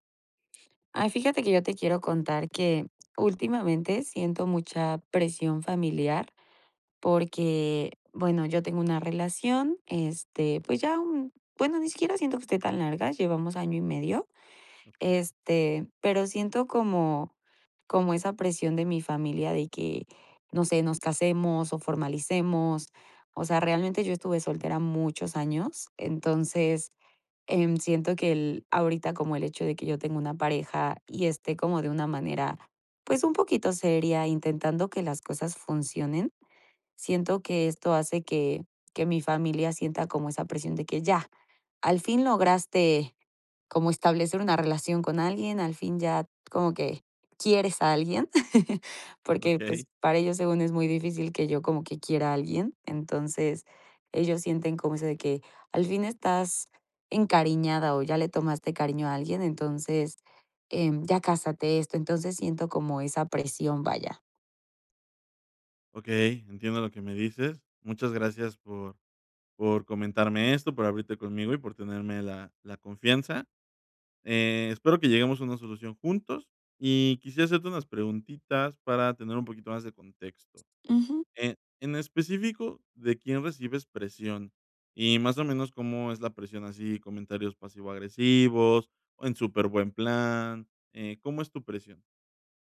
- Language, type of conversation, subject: Spanish, advice, ¿Cómo te has sentido ante la presión de tu familia para casarte y formar pareja pronto?
- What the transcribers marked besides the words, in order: other background noise; laugh